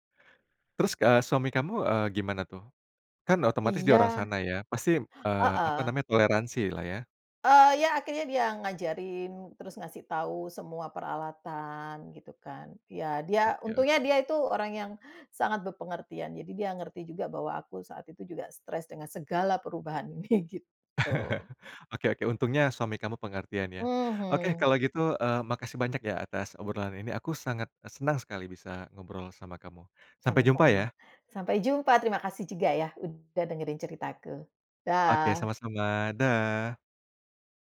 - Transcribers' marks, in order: stressed: "segala"; laugh; laughing while speaking: "ini"; tapping
- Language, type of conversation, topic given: Indonesian, podcast, Bagaimana cerita migrasi keluarga memengaruhi identitas kalian?
- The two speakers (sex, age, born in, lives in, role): female, 45-49, Indonesia, Netherlands, guest; male, 35-39, Indonesia, Indonesia, host